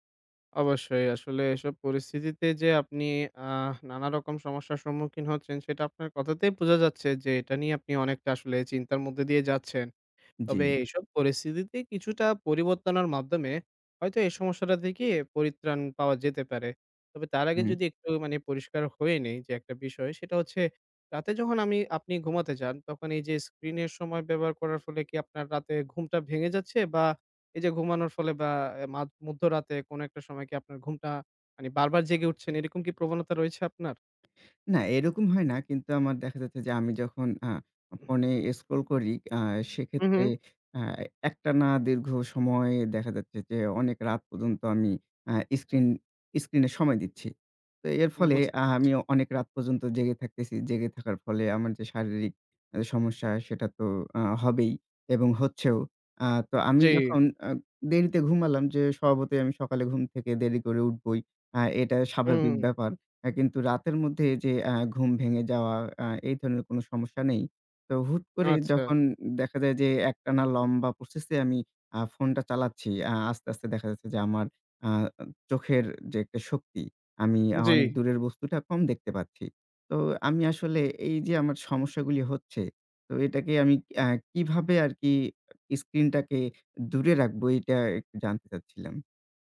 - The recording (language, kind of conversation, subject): Bengali, advice, আপনি কি স্ক্রিনে বেশি সময় কাটানোর কারণে রাতে ঠিকমতো বিশ্রাম নিতে সমস্যায় পড়ছেন?
- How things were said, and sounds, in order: tapping; throat clearing